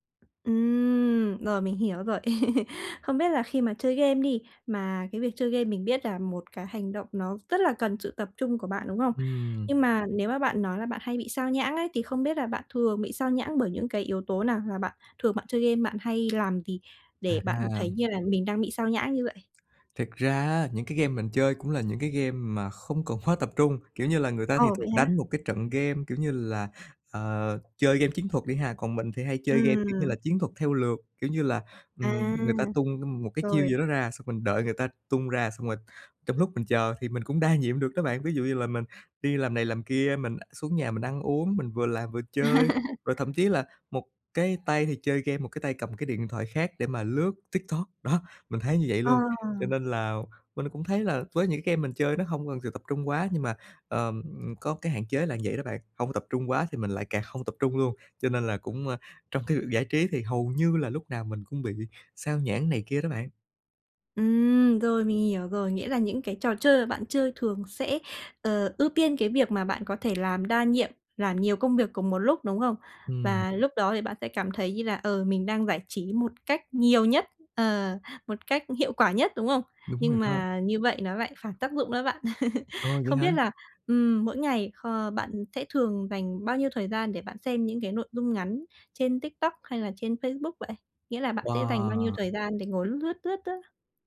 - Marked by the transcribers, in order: laugh; tapping; other background noise; other noise; laugh; laugh
- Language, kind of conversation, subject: Vietnamese, advice, Làm thế nào để tránh bị xao nhãng khi đang thư giãn, giải trí?